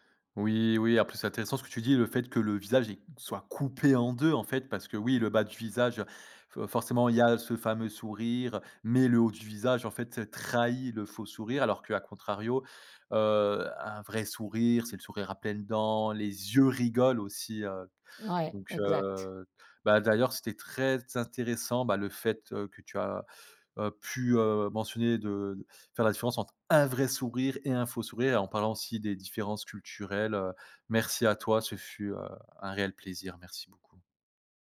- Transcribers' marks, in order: stressed: "coupé"; stressed: "trahi"; stressed: "un"
- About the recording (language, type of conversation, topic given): French, podcast, Comment distinguer un vrai sourire d’un sourire forcé ?